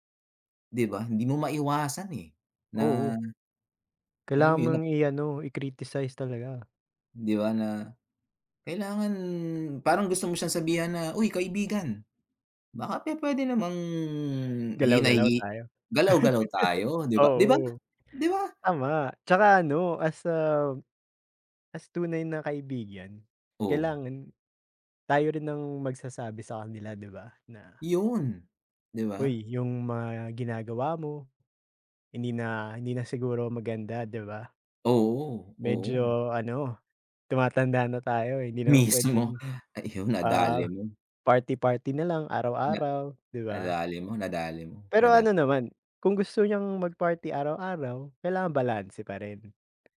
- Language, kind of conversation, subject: Filipino, unstructured, Paano mo binabalanse ang oras para sa trabaho at oras para sa mga kaibigan?
- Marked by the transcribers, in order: tapping; laugh; other background noise